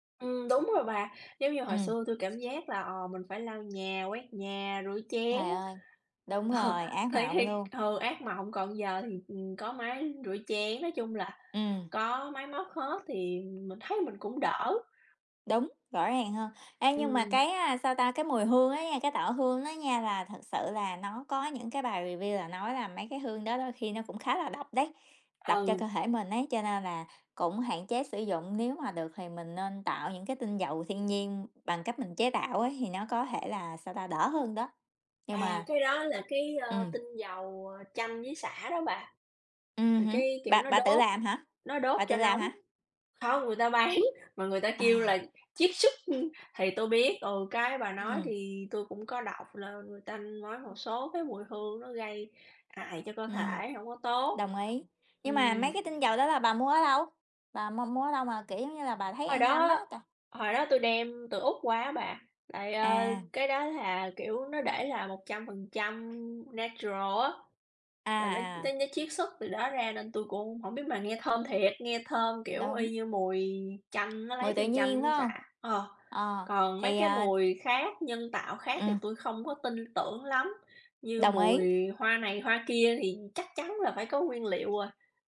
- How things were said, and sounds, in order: tapping; other background noise; laughing while speaking: "Ờ"; in English: "review"; laughing while speaking: "bán"; in English: "natural"; unintelligible speech
- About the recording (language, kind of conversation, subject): Vietnamese, unstructured, Có công nghệ nào khiến bạn cảm thấy thật sự hạnh phúc không?